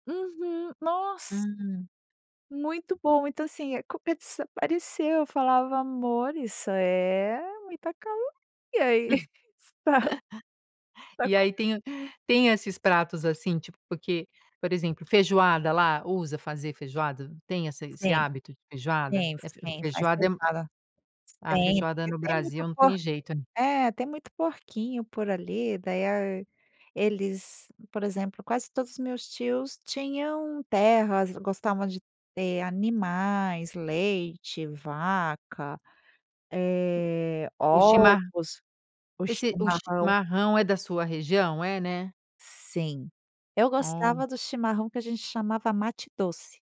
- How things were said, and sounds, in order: laugh; laughing while speaking: "tá"; tapping
- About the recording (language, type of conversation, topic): Portuguese, podcast, Que cheiro de comida imediatamente te transporta no tempo?